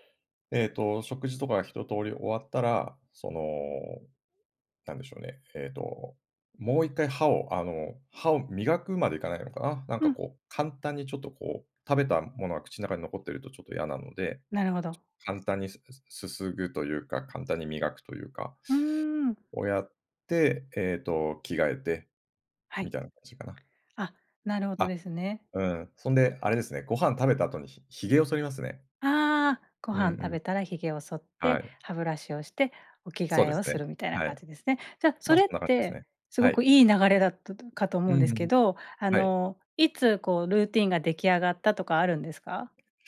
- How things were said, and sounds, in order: tapping; teeth sucking
- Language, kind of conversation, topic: Japanese, podcast, 朝の身だしなみルーティンでは、どんなことをしていますか？